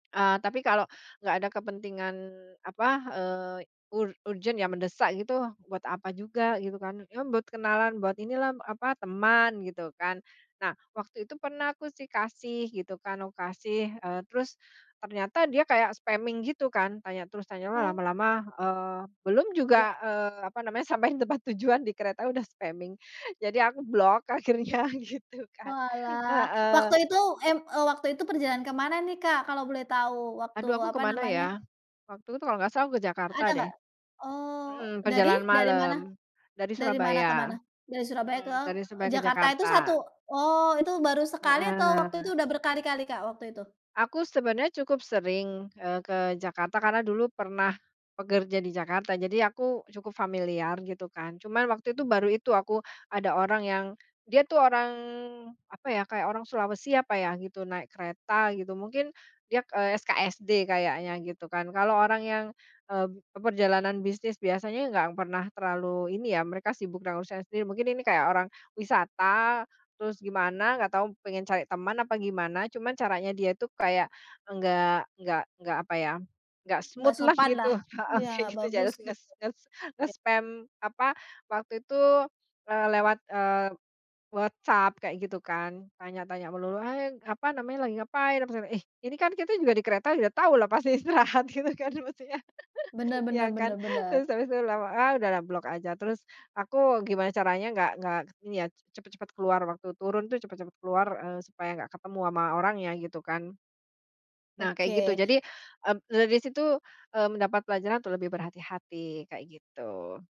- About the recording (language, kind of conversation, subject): Indonesian, podcast, Apa pelajaran terpenting yang kamu dapat dari perjalanan solo?
- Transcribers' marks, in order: tapping; in English: "spamming"; laughing while speaking: "sampai di tempat tujuan"; other background noise; in English: "spamming"; laughing while speaking: "akhirnya, gitu kan"; "Surabaya" said as "Subay"; in English: "smooth-lah"; laughing while speaking: "kayak gitu"; in English: "nge-spam"; laughing while speaking: "istirahat, gitu kan, mestinya"; giggle